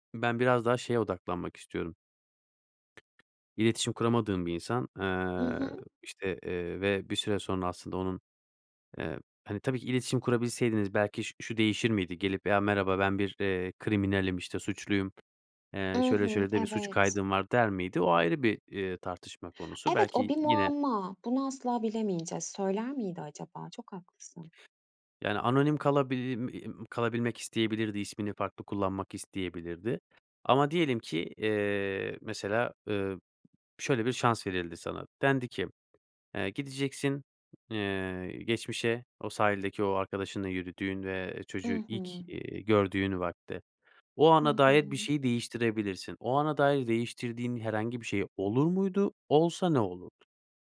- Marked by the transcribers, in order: other background noise; in English: "kriminalim"
- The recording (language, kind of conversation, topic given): Turkish, podcast, Yabancı bir dil bilmeden kurduğun bağlara örnek verebilir misin?